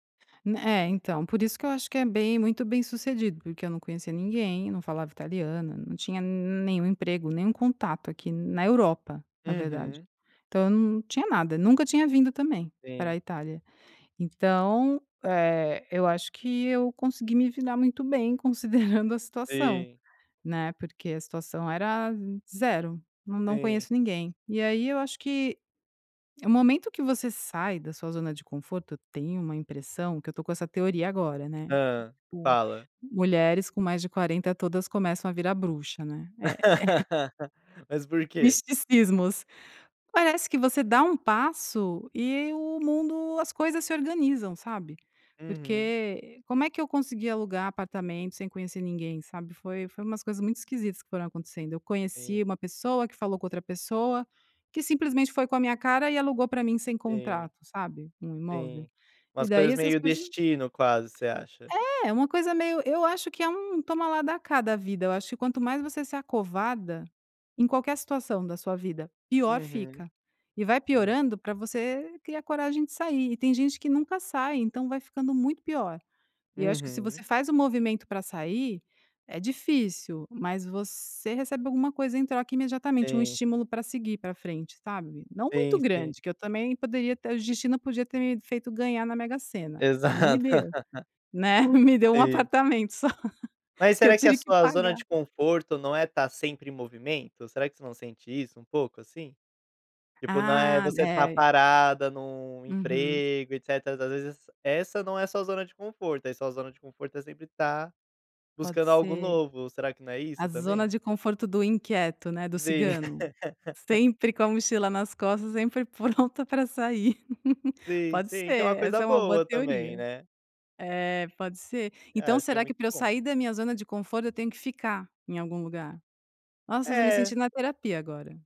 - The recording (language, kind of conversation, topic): Portuguese, podcast, Como você se convence a sair da zona de conforto?
- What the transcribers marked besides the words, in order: other background noise; chuckle; laugh; tapping; laugh; laugh; chuckle; laugh